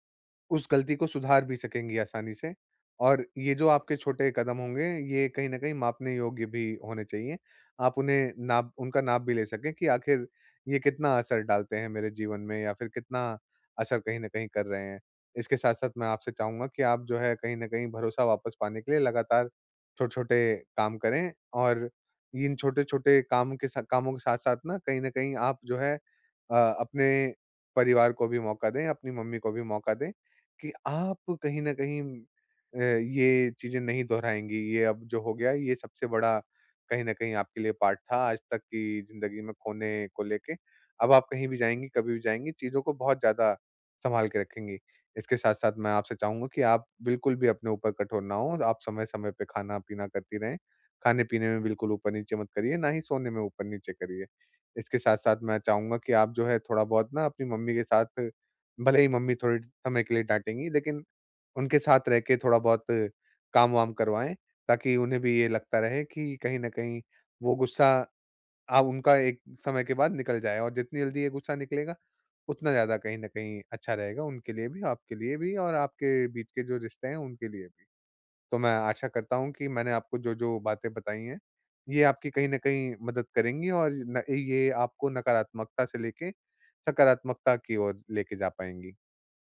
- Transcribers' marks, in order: in English: "पार्ट"
- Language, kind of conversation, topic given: Hindi, advice, गलती की जिम्मेदारी लेकर माफी कैसे माँगूँ और सुधार कैसे करूँ?